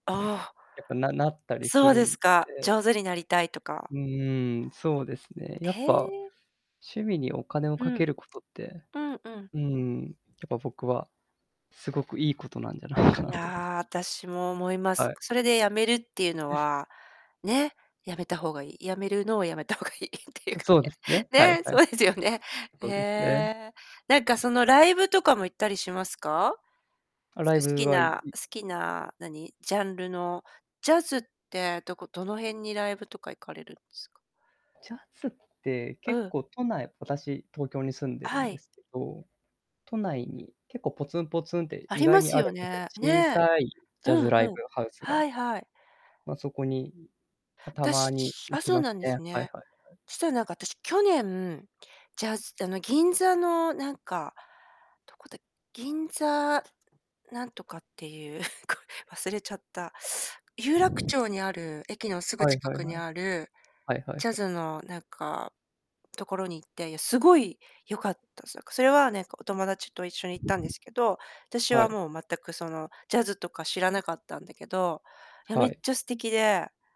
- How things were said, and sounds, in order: distorted speech; other background noise; laughing while speaking: "止めた方が良いっていうかね"; tapping; laughing while speaking: "いう"; chuckle
- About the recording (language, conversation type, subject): Japanese, unstructured, 趣味にお金をかけすぎることについて、どう思いますか？
- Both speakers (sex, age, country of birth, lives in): female, 50-54, Japan, Japan; male, 25-29, Japan, Japan